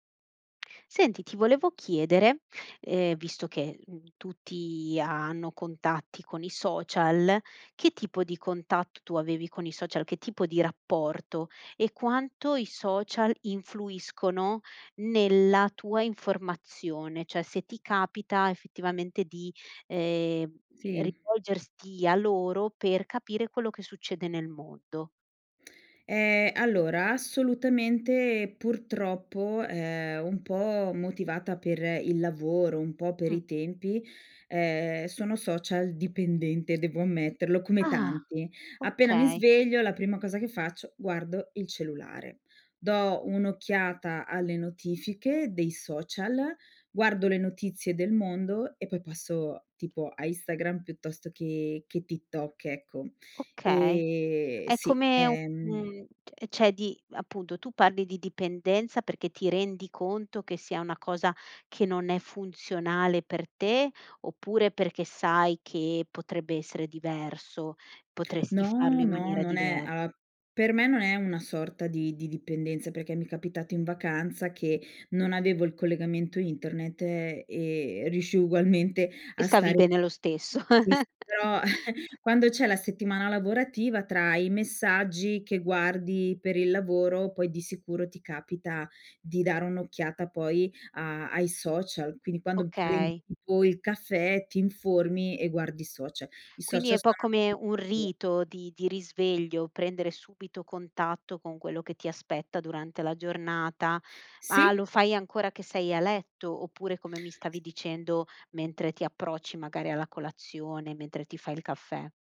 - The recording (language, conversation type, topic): Italian, podcast, Che ruolo hanno i social nella tua giornata informativa?
- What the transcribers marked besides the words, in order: "Cioè" said as "ceh"; "cioè" said as "ceh"; other background noise; chuckle; giggle; unintelligible speech